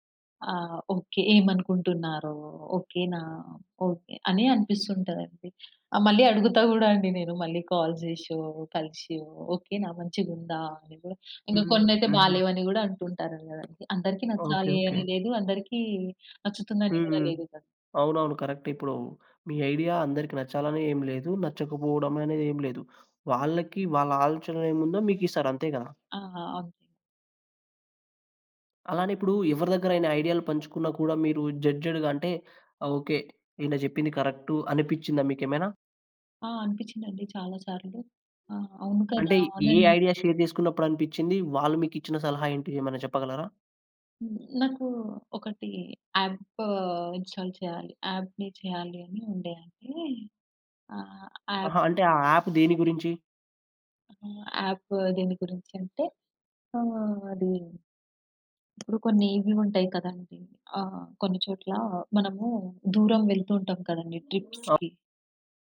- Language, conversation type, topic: Telugu, podcast, మీరు మీ సృజనాత్మక గుర్తింపును ఎక్కువగా ఎవరితో పంచుకుంటారు?
- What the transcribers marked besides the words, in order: in English: "కాల్"; other background noise; in English: "జడ్జ్‌డ్‌గా"; in English: "ఐడియా షేర్"; in English: "ఇన్‌స్టా‌ల్"; in English: "యాప్‌ని"; in English: "యాప్"; in English: "యాప్"; in English: "యాప్"; in English: "ట్రిప్స్‌కి"